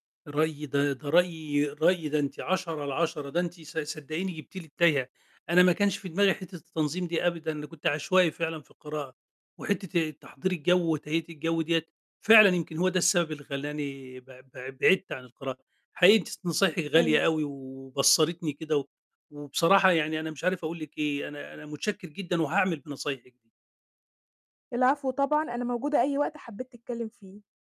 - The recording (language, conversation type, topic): Arabic, advice, إزاي أقدر أرجع أقرأ قبل النوم رغم إني نفسي أقرأ ومش قادر؟
- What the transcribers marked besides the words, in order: none